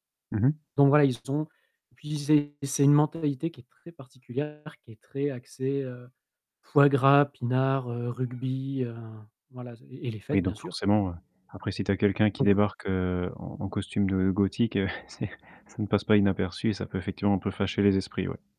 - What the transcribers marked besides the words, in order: static; distorted speech; chuckle
- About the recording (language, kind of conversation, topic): French, podcast, Raconte un moment où ton look a surpris quelqu’un ?